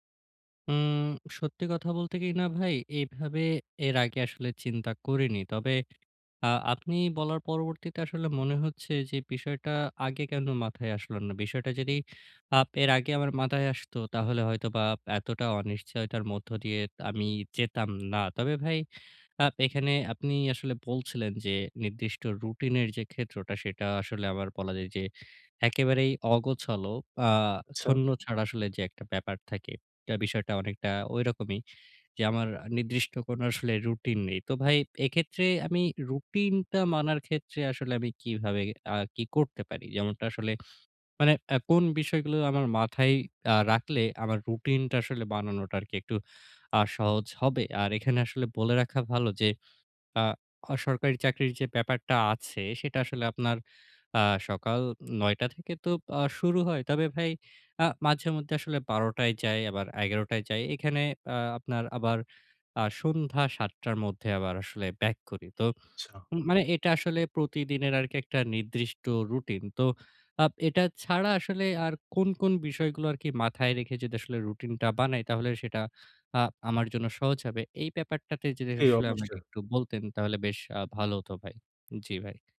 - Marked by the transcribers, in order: "বেসরকারি" said as "অসরকারি"; "নির্দিষ্ট" said as "নিরদৃষ্ট"; unintelligible speech
- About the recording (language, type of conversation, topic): Bengali, advice, অনিশ্চয়তা মেনে নিয়ে কীভাবে শান্ত থাকা যায় এবং উদ্বেগ কমানো যায়?